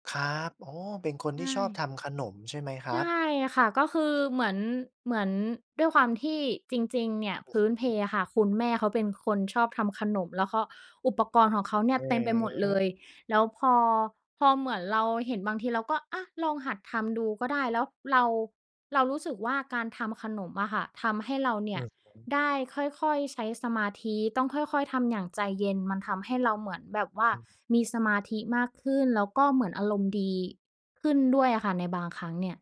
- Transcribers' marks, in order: none
- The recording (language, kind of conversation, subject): Thai, podcast, เวลาเครียด บ้านช่วยปลอบคุณยังไง?